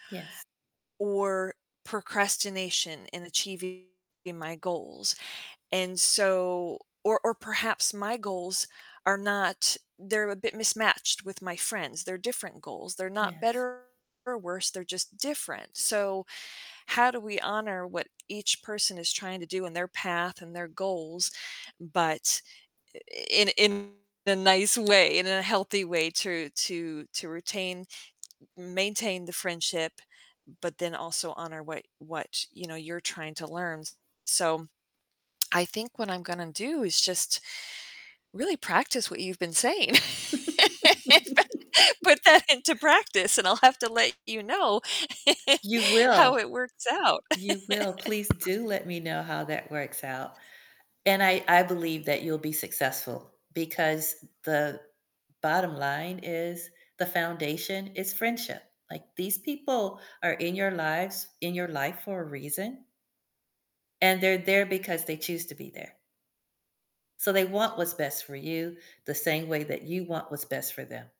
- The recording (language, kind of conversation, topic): English, unstructured, What role do your friends play in helping you learn better?
- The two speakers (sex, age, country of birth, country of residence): female, 50-54, United States, United States; female, 60-64, United States, United States
- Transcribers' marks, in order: distorted speech; tapping; other background noise; laugh; laugh; laughing while speaking: "have"; laugh; static